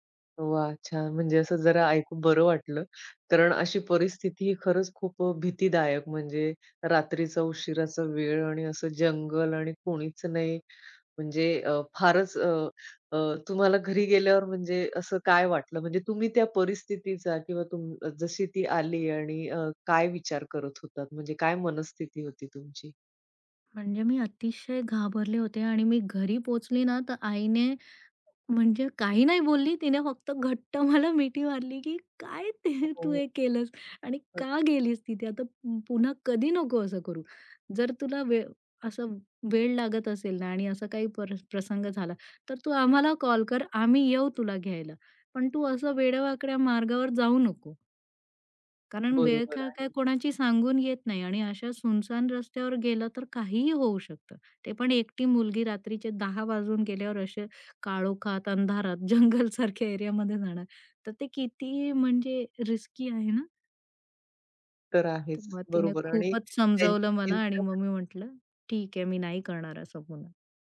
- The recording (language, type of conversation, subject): Marathi, podcast, रात्री वाट चुकल्यावर सुरक्षित राहण्यासाठी तू काय केलंस?
- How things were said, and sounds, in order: laughing while speaking: "मला मिठी"; laughing while speaking: "जंगलसारख्या एरियामध्ये"; tapping